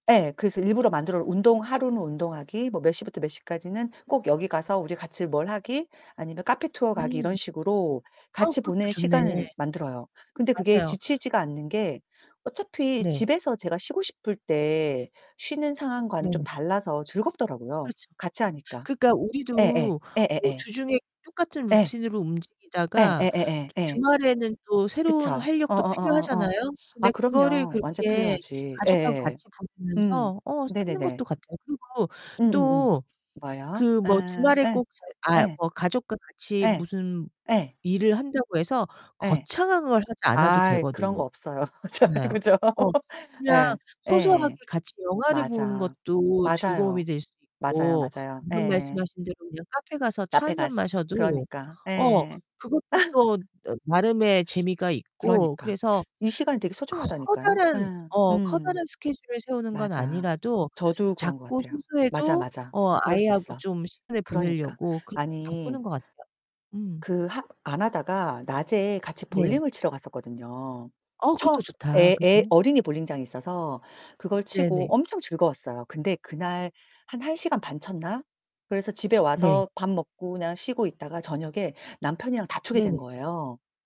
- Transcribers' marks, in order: distorted speech; other background noise; laugh; laughing while speaking: "잘 그죠?"; laugh
- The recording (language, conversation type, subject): Korean, unstructured, 사랑하는 사람과 함께 보내는 시간은 왜 소중할까요?